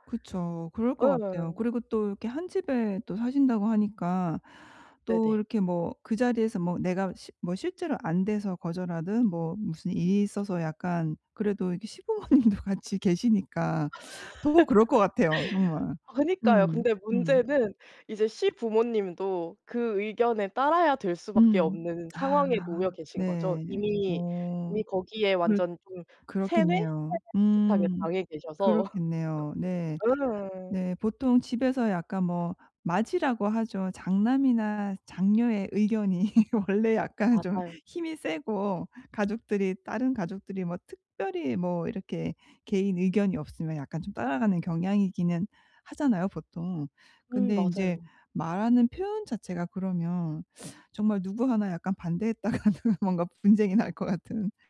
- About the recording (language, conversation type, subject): Korean, advice, 가족 모임에서 의견 충돌을 평화롭게 해결하는 방법
- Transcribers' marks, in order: laughing while speaking: "시부모님도"; laugh; laugh; laugh; laughing while speaking: "원래 약간 좀"; teeth sucking; laughing while speaking: "반대했다가는 뭔가 분쟁이 날 것 같은"